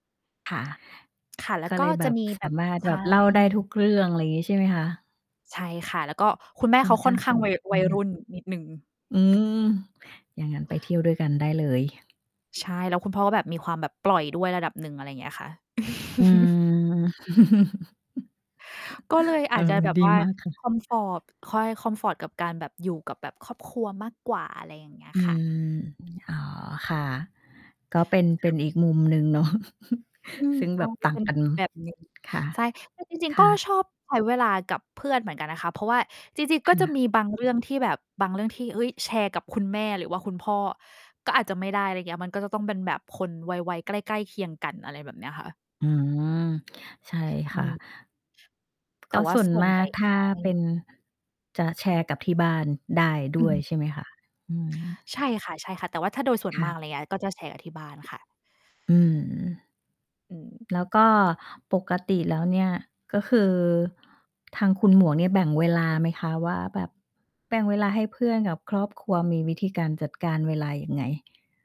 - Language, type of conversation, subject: Thai, unstructured, คุณชอบใช้เวลากับเพื่อนหรือกับครอบครัวมากกว่ากัน?
- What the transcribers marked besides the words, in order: other background noise; chuckle; laughing while speaking: "เออ ดีมากค่ะ"; "คอมฟอร์ต" said as "คอมฟอร์บ"; mechanical hum; distorted speech; tapping; chuckle